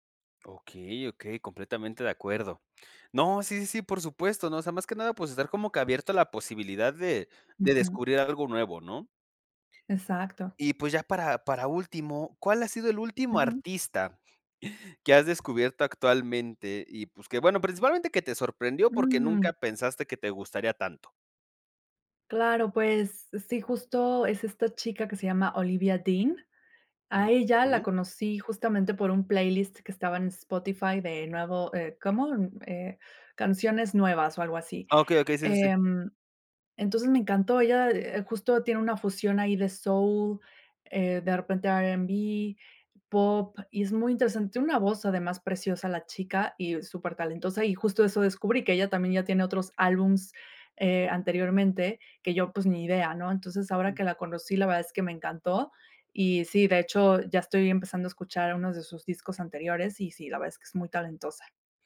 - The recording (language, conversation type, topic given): Spanish, podcast, ¿Qué te llevó a explorar géneros que antes rechazabas?
- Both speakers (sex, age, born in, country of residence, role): female, 35-39, Mexico, Mexico, guest; male, 20-24, Mexico, Mexico, host
- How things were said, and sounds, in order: chuckle; "álbumes" said as "albums"